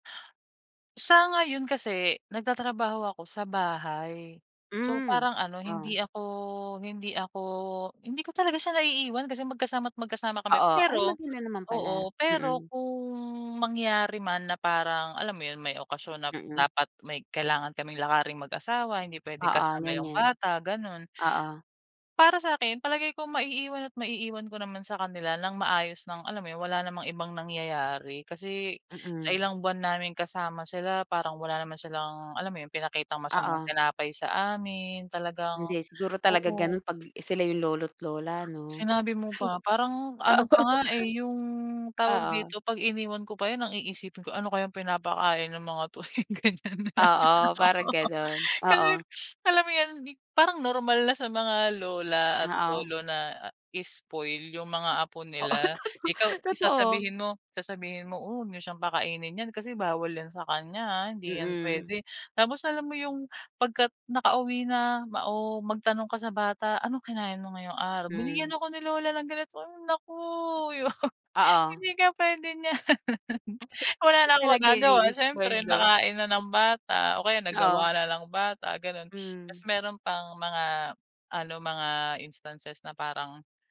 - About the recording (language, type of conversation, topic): Filipino, podcast, Ano ang papel ng lolo at lola sa buhay ng inyong pamilya?
- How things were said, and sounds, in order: tapping; other background noise; chuckle; laughing while speaking: "Oo"; laughing while speaking: "‘yang ganyan. Oo"; sniff; laughing while speaking: "Oo. Toto totoo"; drawn out: "naku"; laugh; laughing while speaking: "Hindi ka pwedeng niyan"; laugh; sniff; in English: "instances"